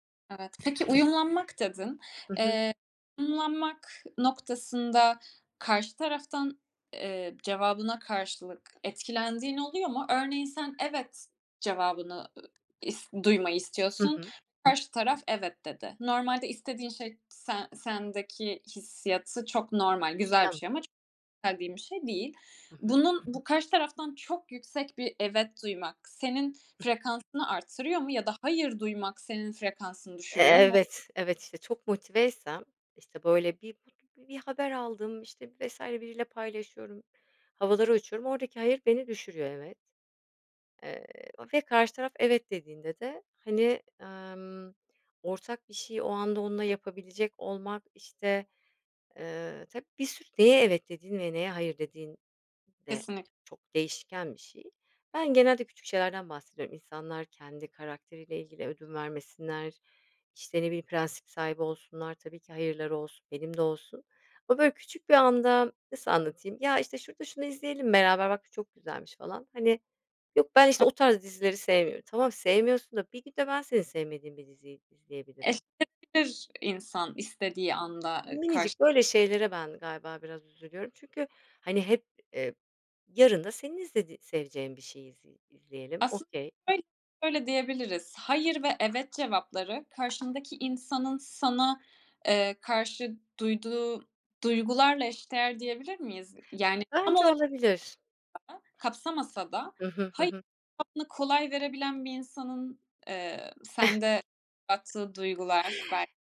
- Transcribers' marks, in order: other background noise; tapping; unintelligible speech; other noise; unintelligible speech; in English: "Okay"; unintelligible speech; unintelligible speech; chuckle
- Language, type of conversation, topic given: Turkish, podcast, Açıkça “hayır” demek sana zor geliyor mu?